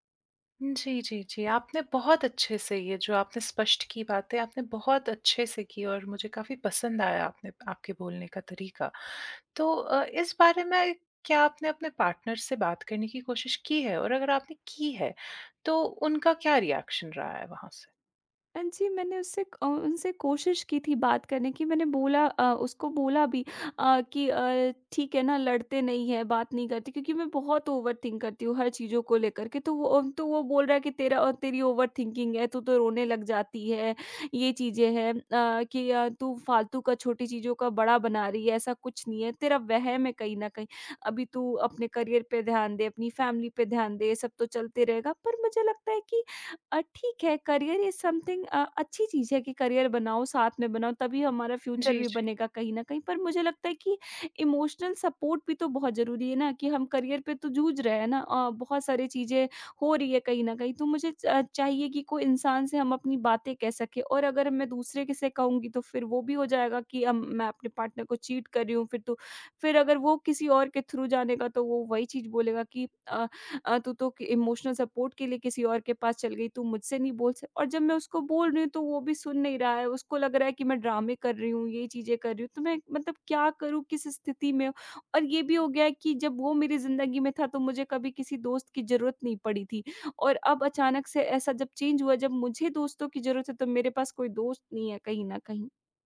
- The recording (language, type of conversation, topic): Hindi, advice, साथी की भावनात्मक अनुपस्थिति या दूरी से होने वाली पीड़ा
- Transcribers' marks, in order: tapping; in English: "पार्टनर"; in English: "रिएक्शन"; in English: "ओवरथिंक"; in English: "ओवर थिंकिंग"; in English: "करियर"; in English: "फैमिली"; in English: "करियर इज समथिंग"; in English: "करियर"; in English: "फ्यूचर"; in English: "इमोशनल सपोर्ट"; in English: "करियर"; in English: "पार्टनर"; in English: "चीट"; in English: "थ्रू"; in English: "इमोशनल सपोर्ट"; in English: "चेंज"